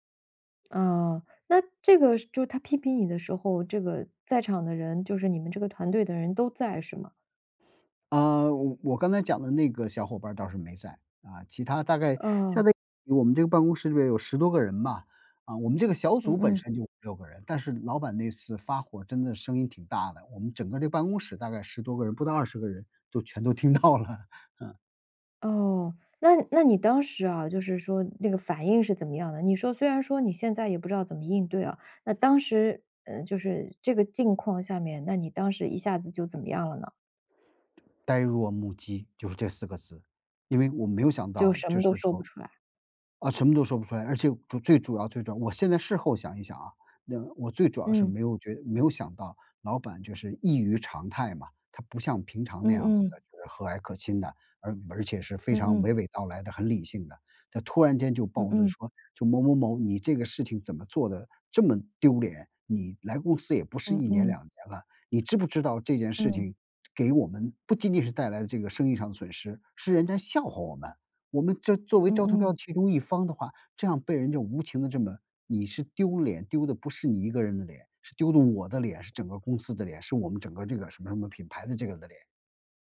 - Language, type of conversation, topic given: Chinese, advice, 上司当众批评我后，我该怎么回应？
- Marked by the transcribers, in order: laughing while speaking: "听到了"; other background noise